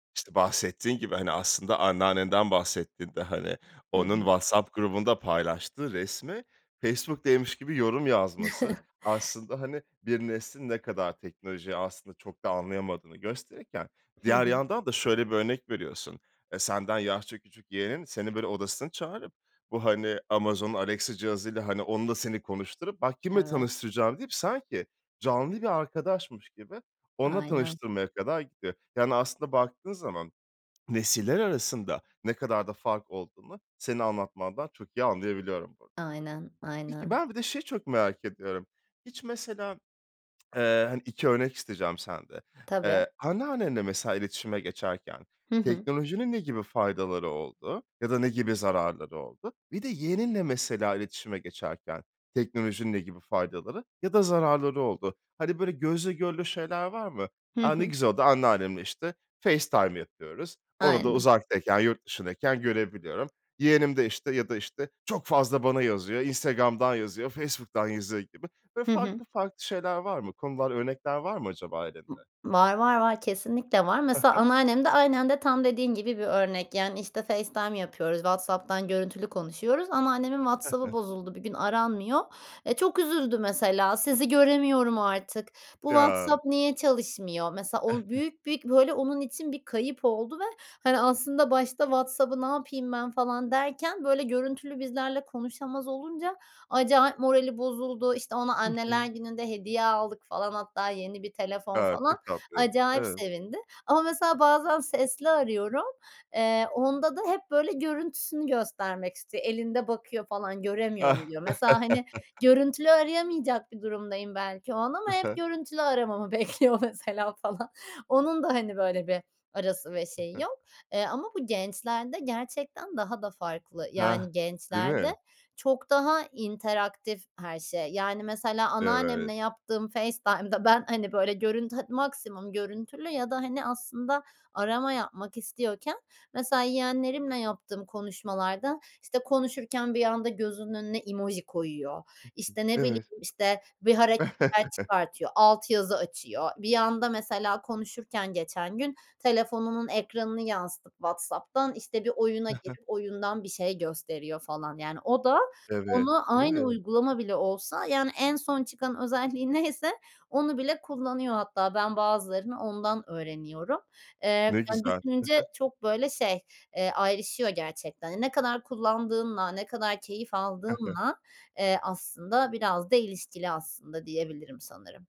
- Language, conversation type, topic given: Turkish, podcast, Teknoloji iletişimimizi nasıl etkiliyor sence?
- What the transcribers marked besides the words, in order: chuckle; tapping; swallow; tsk; other background noise; other noise; chuckle; laugh; laughing while speaking: "bekliyor mesela falan"; chuckle